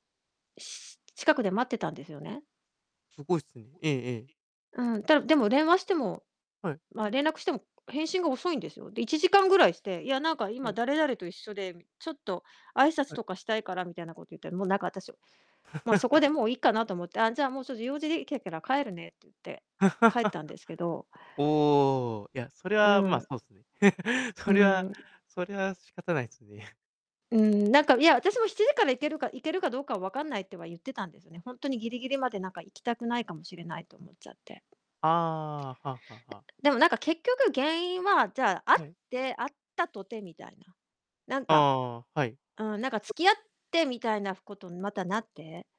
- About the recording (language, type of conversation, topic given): Japanese, advice, 新しい恋に踏み出すのが怖くてデートを断ってしまうのですが、どうしたらいいですか？
- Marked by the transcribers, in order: distorted speech; background speech; other background noise; chuckle; laugh; chuckle